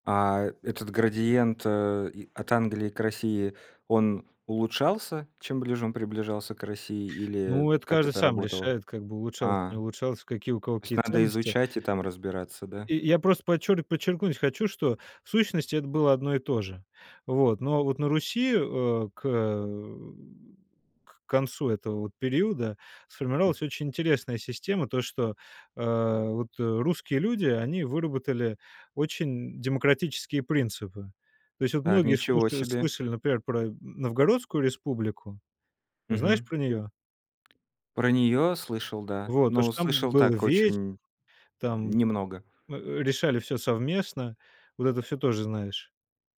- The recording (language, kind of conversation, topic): Russian, podcast, Что для тебя значит гордость за свою культуру?
- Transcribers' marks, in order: other background noise; grunt; tapping